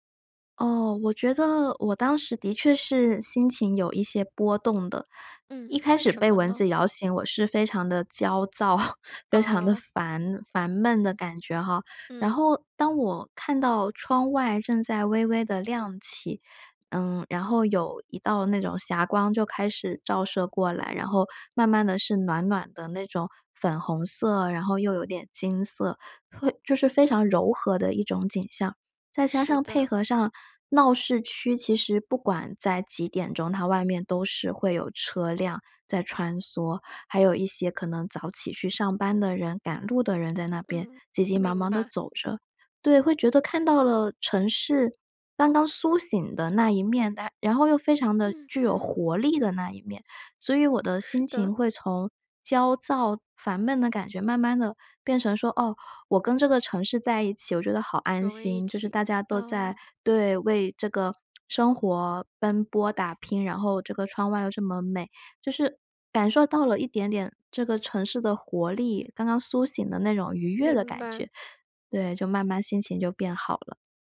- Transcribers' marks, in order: laughing while speaking: "躁"; other background noise
- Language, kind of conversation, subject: Chinese, podcast, 哪一次你独自去看日出或日落的经历让你至今记忆深刻？